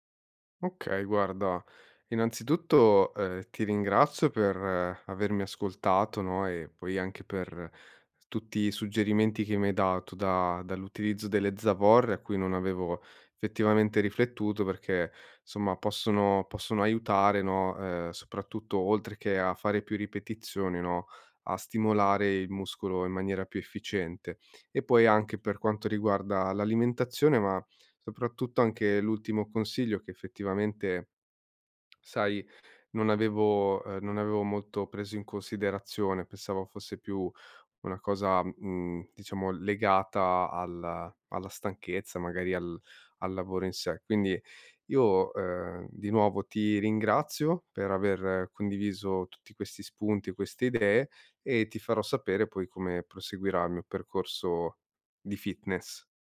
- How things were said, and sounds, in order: "effettivamente" said as "fettivamente"; other background noise
- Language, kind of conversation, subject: Italian, advice, Come posso mantenere la motivazione per esercitarmi regolarmente e migliorare le mie abilità creative?